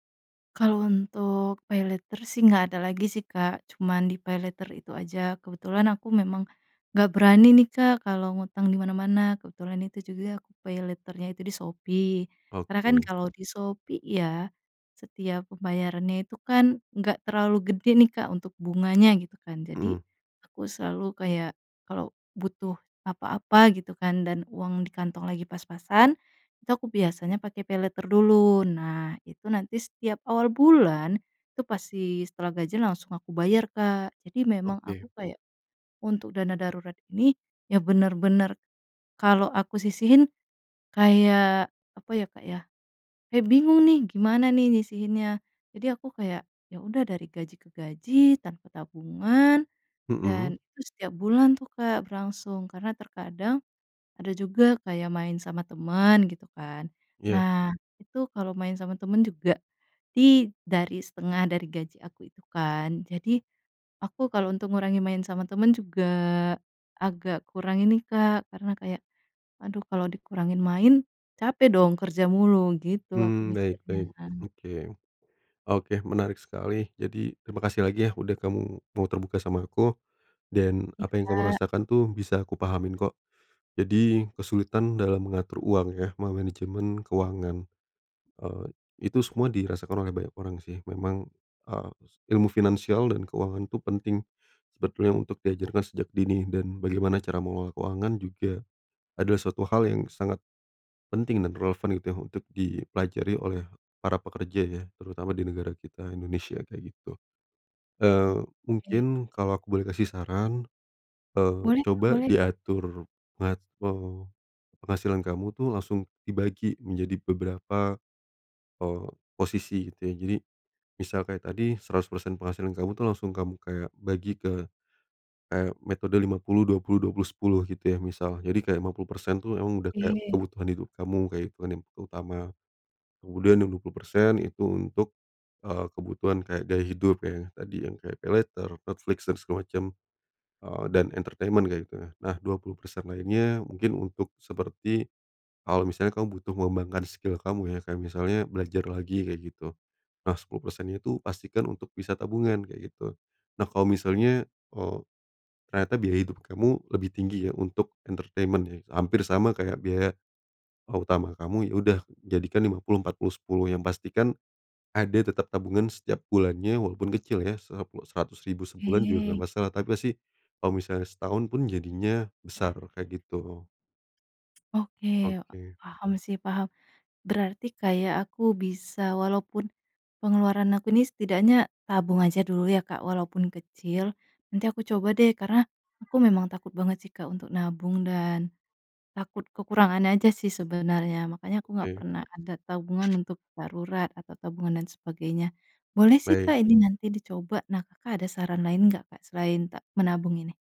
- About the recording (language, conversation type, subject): Indonesian, advice, Bagaimana rasanya hidup dari gajian ke gajian tanpa tabungan darurat?
- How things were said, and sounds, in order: in English: "paylater"; in English: "paylater"; in English: "paylater-nya"; in English: "paylater"; in English: "paylater"; in English: "entertainment"; in English: "skill"; in English: "entertainment"; other background noise; background speech